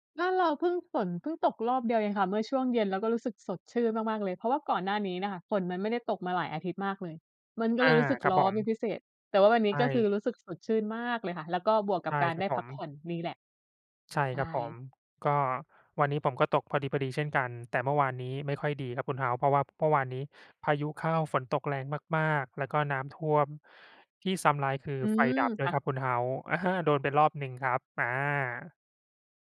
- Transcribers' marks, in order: none
- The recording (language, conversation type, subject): Thai, unstructured, ถ้าคุณต้องแนะนำหนังสักเรื่องให้เพื่อนดู คุณจะแนะนำเรื่องอะไร?